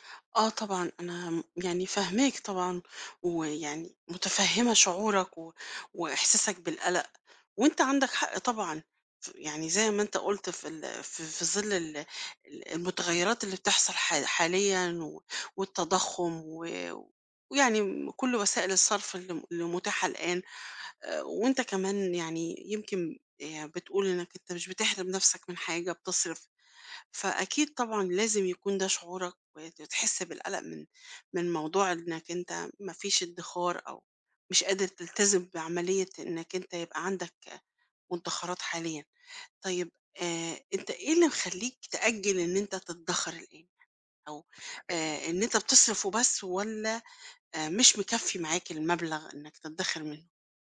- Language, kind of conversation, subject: Arabic, advice, إزاي أتعامل مع قلقي عشان بأجل الادخار للتقاعد؟
- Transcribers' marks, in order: unintelligible speech